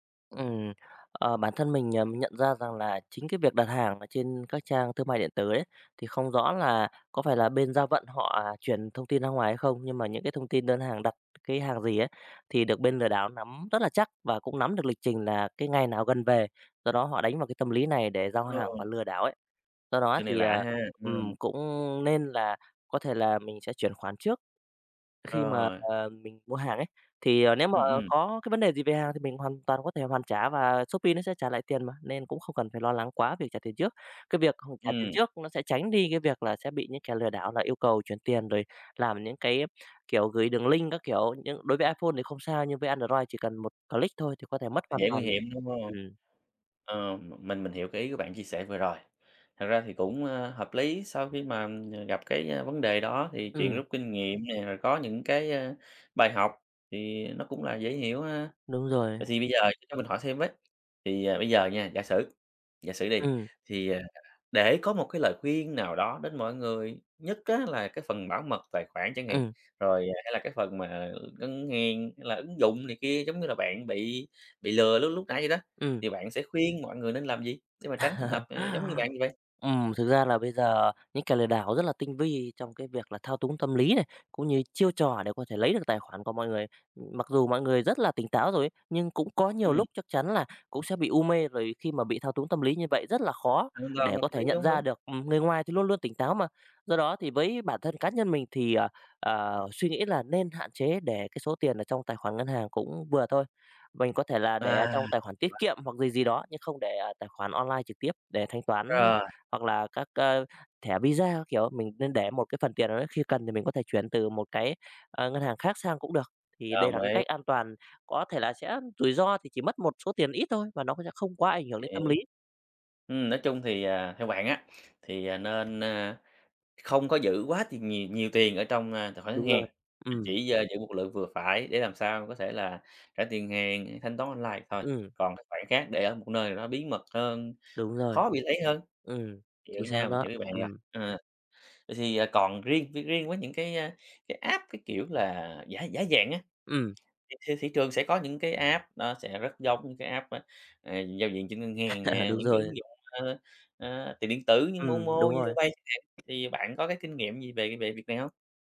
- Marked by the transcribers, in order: tapping; in English: "link"; in English: "click"; laugh; other background noise; in English: "app"; in English: "app"; in English: "app"; laugh
- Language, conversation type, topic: Vietnamese, podcast, Bạn đã từng bị lừa đảo trên mạng chưa, bạn có thể kể lại câu chuyện của mình không?
- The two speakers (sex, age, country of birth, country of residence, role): male, 30-34, Vietnam, Vietnam, host; male, 35-39, Vietnam, Vietnam, guest